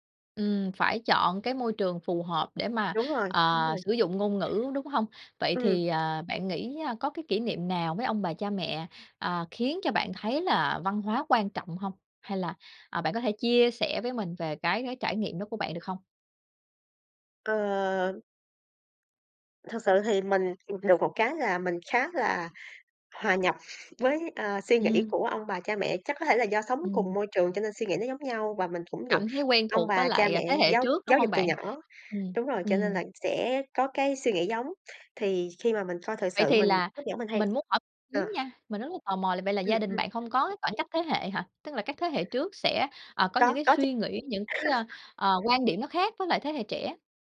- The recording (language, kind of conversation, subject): Vietnamese, podcast, Bạn muốn truyền lại những giá trị văn hóa nào cho thế hệ sau?
- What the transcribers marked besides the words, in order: other background noise; tapping; laugh